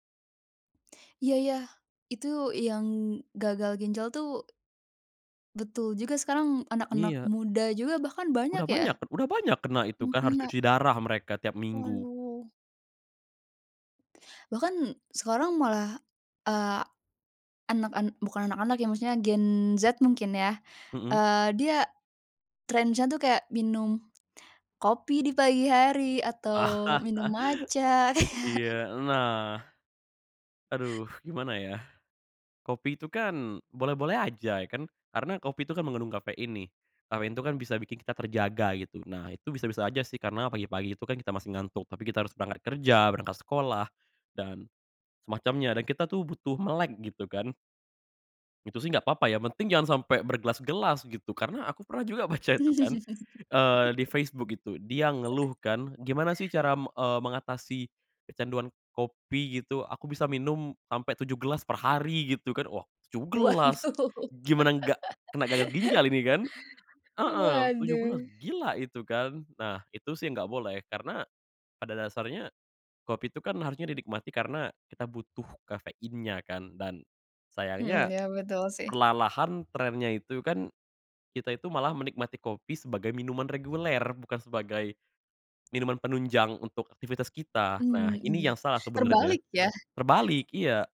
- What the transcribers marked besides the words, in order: laugh; laughing while speaking: "Kayak"; chuckle; laugh; chuckle; laughing while speaking: "Waduh"; laugh; other background noise
- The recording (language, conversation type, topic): Indonesian, podcast, Apa strategi yang kamu pakai supaya bisa minum air yang cukup setiap hari?